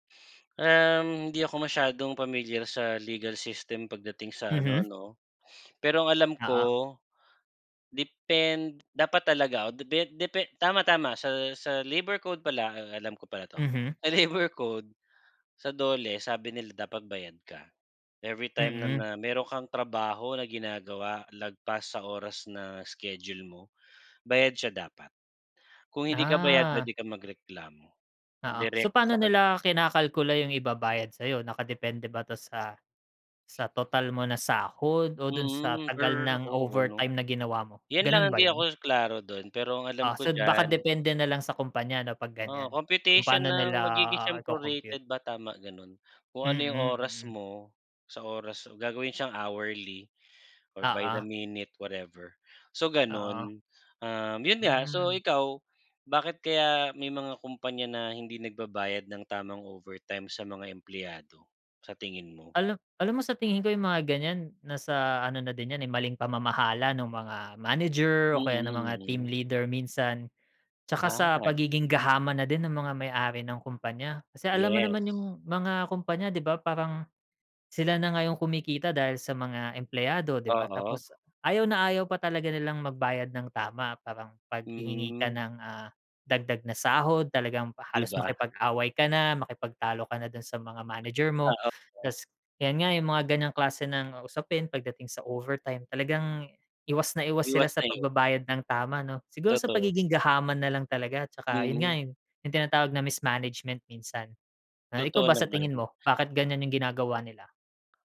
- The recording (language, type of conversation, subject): Filipino, unstructured, Ano ang palagay mo sa overtime na hindi binabayaran nang tama?
- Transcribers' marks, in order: in English: "legal system"; laughing while speaking: "Sa labor code"; in English: "prorated"; in English: "hourly or by the minute, whatever"; in English: "mismanagement"